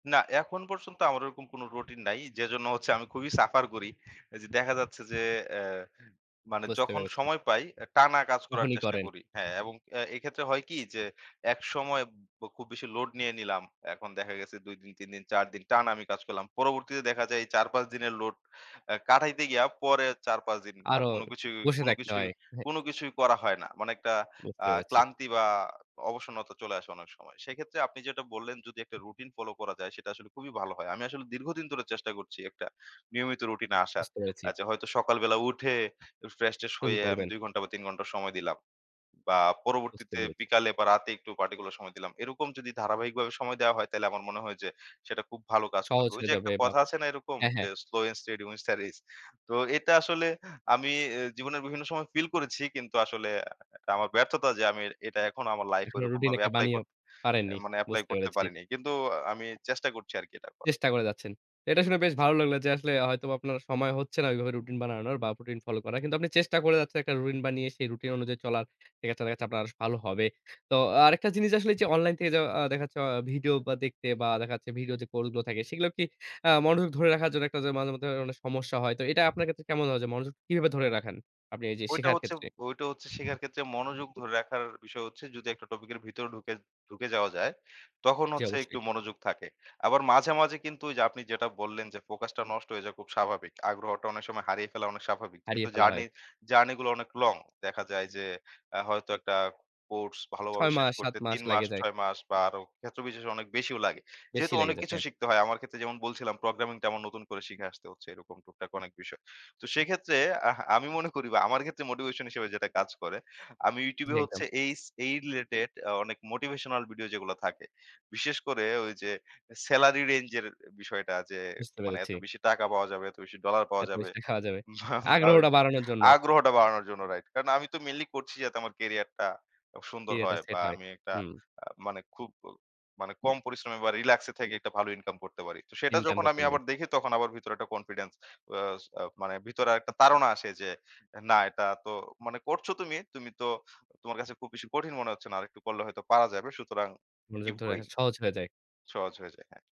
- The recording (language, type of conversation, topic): Bengali, podcast, আপনি নতুন কিছু শিখতে কীভাবে শুরু করেন?
- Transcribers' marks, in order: none